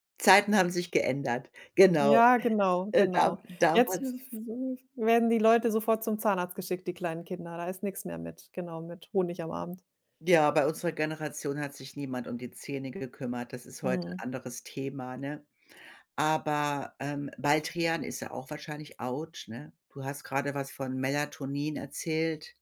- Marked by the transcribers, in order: none
- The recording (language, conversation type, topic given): German, podcast, Was hilft dir wirklich beim Einschlafen?